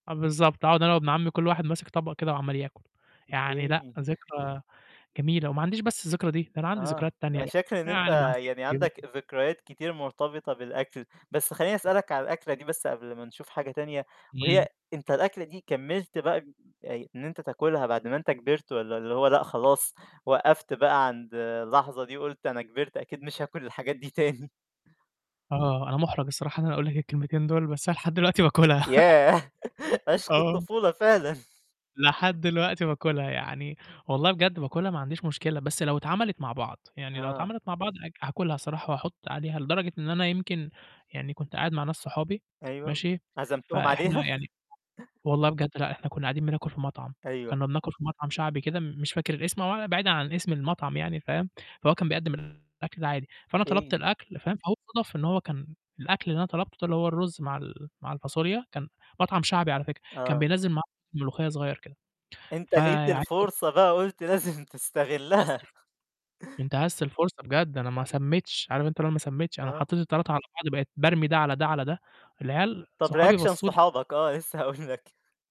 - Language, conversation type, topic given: Arabic, podcast, إيه أكتر أكلة عائلية فاكرها من طفولتك؟
- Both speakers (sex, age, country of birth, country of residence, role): male, 20-24, Egypt, Egypt, guest; male, 20-24, Egypt, Egypt, host
- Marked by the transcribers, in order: laughing while speaking: "دي تاني؟"; laughing while speaking: "دلوقتي باكلها"; laughing while speaking: "ياه! عشق الطفولة فعلًا"; chuckle; tapping; laughing while speaking: "عزمتهم عليها؟"; distorted speech; unintelligible speech; laughing while speaking: "قُلت لازم تستغلها"; unintelligible speech; in English: "reaction"; laughing while speaking: "هاقول لك"